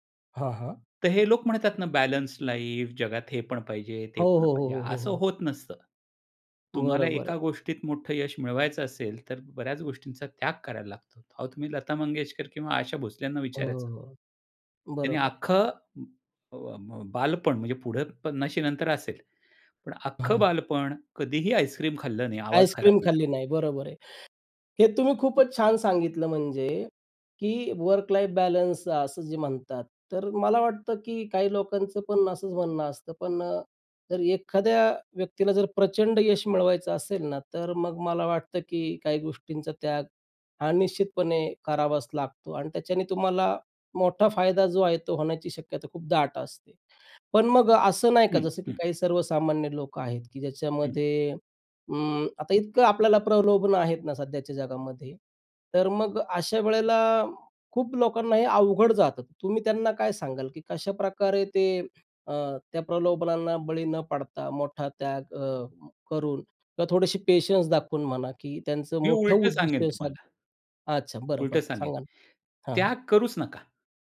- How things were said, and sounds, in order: in English: "बॅलन्स लाईफ"; other background noise; tapping; in English: "वर्क लाईफ बॅलन्स"
- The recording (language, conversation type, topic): Marathi, podcast, थोडा त्याग करून मोठा फायदा मिळवायचा की लगेच फायदा घ्यायचा?